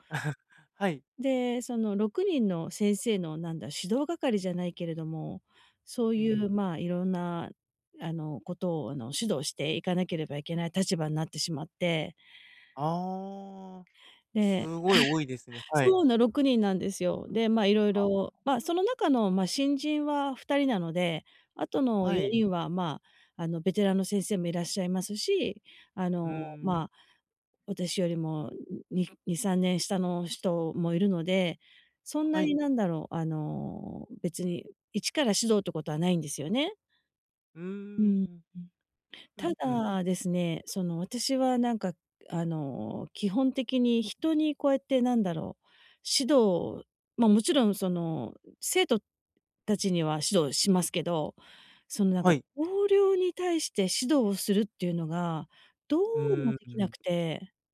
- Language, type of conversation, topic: Japanese, advice, 相手を傷つけずに建設的なフィードバックを伝えるにはどうすればよいですか？
- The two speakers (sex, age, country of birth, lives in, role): female, 50-54, Japan, United States, user; male, 30-34, Japan, Japan, advisor
- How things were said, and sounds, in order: chuckle; chuckle; other background noise; background speech